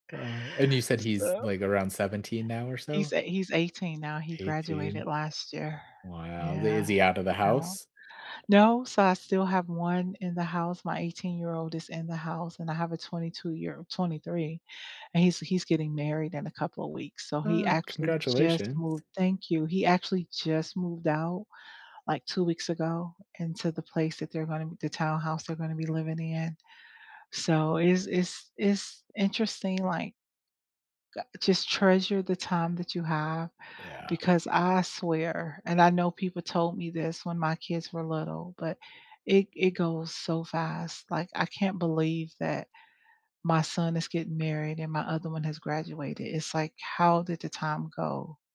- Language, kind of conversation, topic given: English, unstructured, Which meaningful item on your desk or shelf best tells a story about you, and why?
- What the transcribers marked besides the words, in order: other background noise; tapping